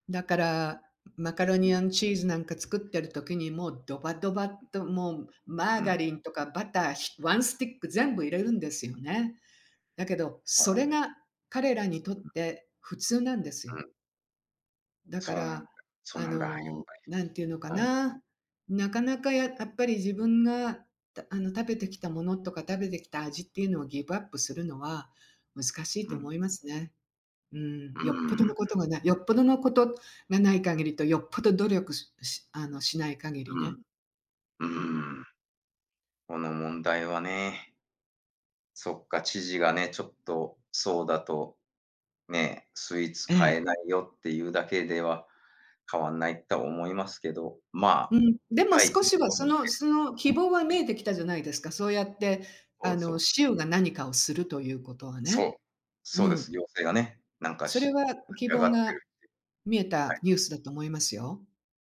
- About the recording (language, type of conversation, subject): Japanese, unstructured, 最近のニュースで希望を感じたのはどんなことですか？
- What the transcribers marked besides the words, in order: other background noise; unintelligible speech